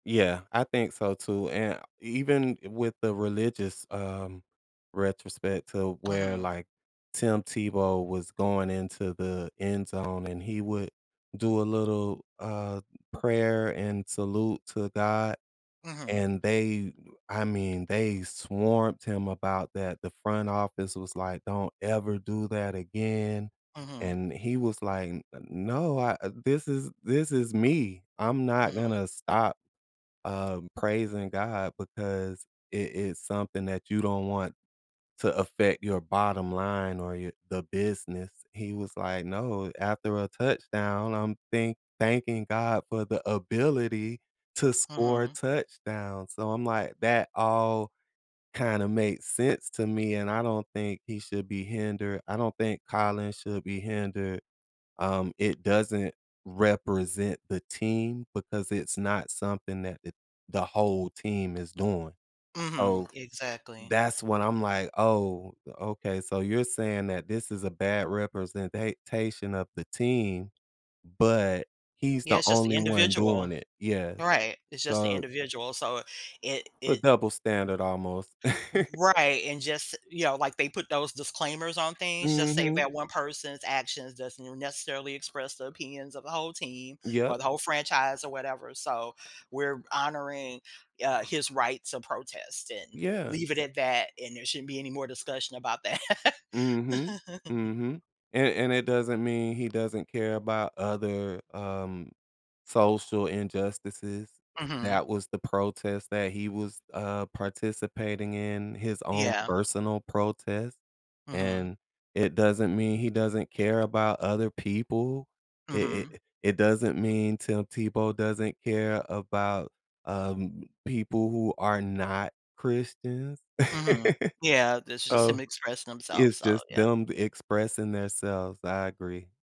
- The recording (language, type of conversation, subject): English, unstructured, How should I balance personal expression with representing my team?
- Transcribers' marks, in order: tapping; other background noise; "swamped" said as "swarmped"; chuckle; laughing while speaking: "that"; laugh; laugh